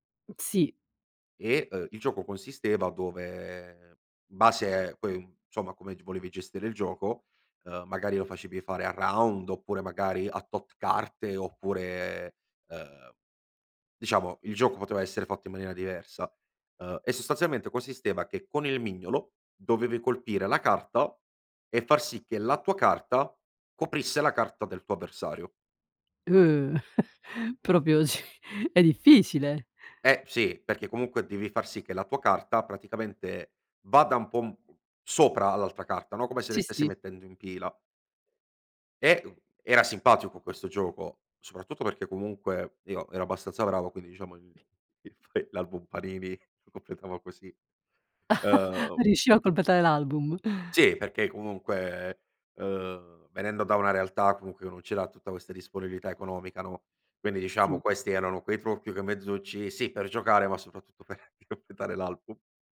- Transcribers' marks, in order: gasp; chuckle; "Proprio" said as "propio"; laughing while speaking: "ceh"; "cioè" said as "ceh"; laughing while speaking: "il l'album"; laugh; laughing while speaking: "completare l'album"
- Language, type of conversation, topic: Italian, podcast, Che giochi di strada facevi con i vicini da piccolo?